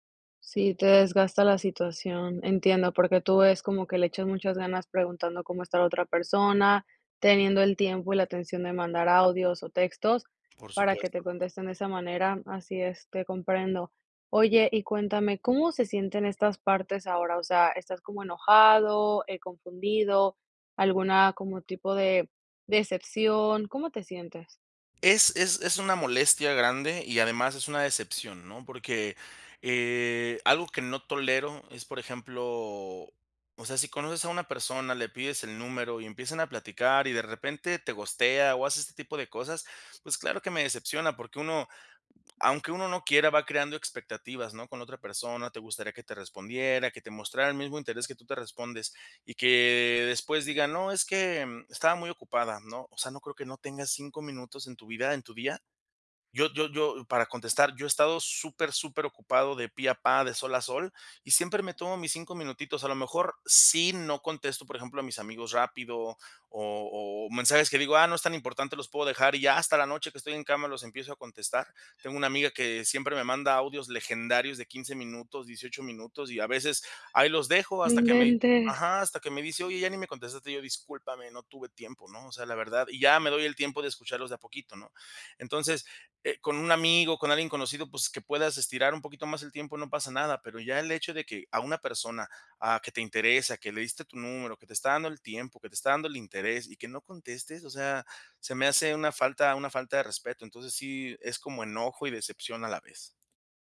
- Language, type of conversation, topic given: Spanish, advice, ¿Puedes contarme sobre un malentendido por mensajes de texto que se salió de control?
- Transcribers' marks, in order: other background noise; tapping